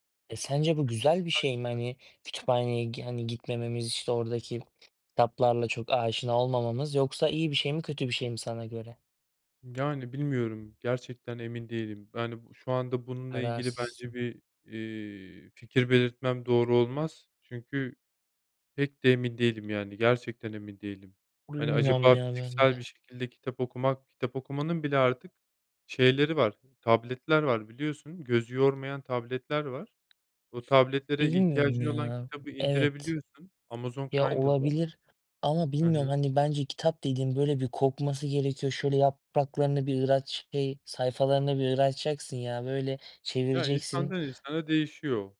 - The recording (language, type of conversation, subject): Turkish, unstructured, Teknoloji öğrenmeyi daha eğlenceli hâle getiriyor mu?
- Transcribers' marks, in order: unintelligible speech; other background noise; tapping